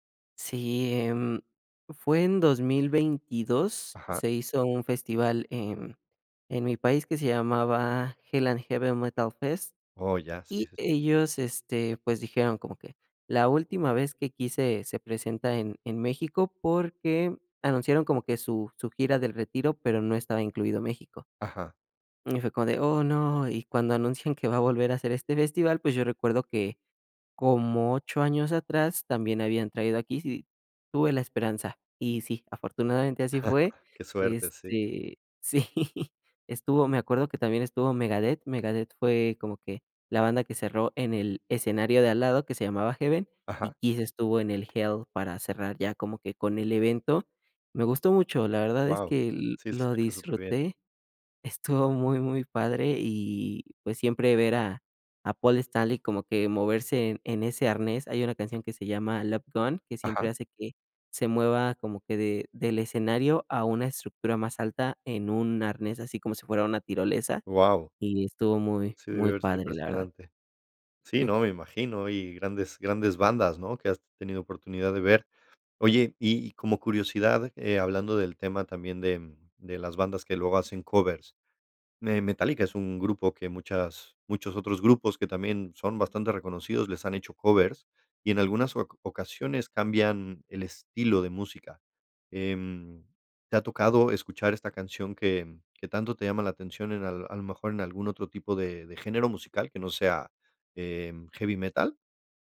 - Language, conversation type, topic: Spanish, podcast, ¿Cuál es tu canción favorita y por qué te conmueve tanto?
- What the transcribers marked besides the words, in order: giggle; giggle; other noise